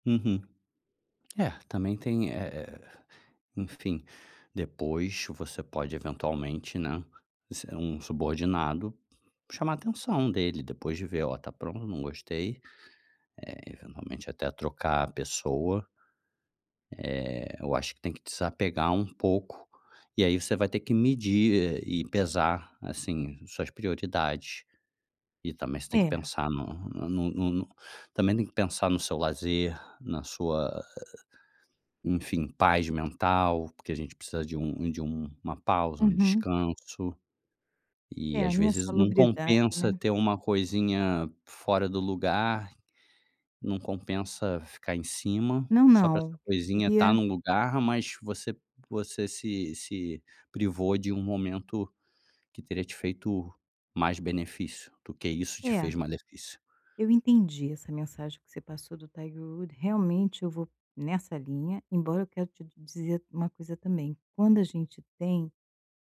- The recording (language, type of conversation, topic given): Portuguese, advice, Como você descreveria sua dificuldade em delegar tarefas e pedir ajuda?
- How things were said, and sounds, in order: none